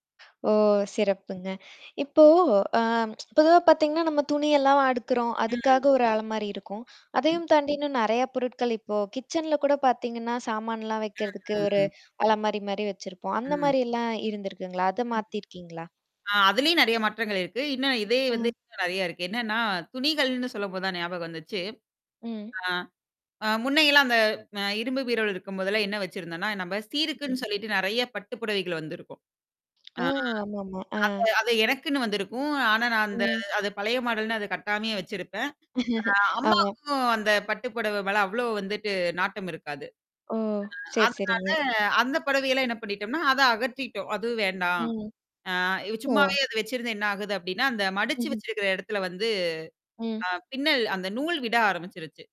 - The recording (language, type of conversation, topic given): Tamil, podcast, கடந்த சில ஆண்டுகளில் உங்கள் அலமாரி எப்படி மாறியிருக்கிறது?
- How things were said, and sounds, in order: tapping; tsk; distorted speech; other background noise; static; tongue click; in English: "மாடல்ன்னு"; laugh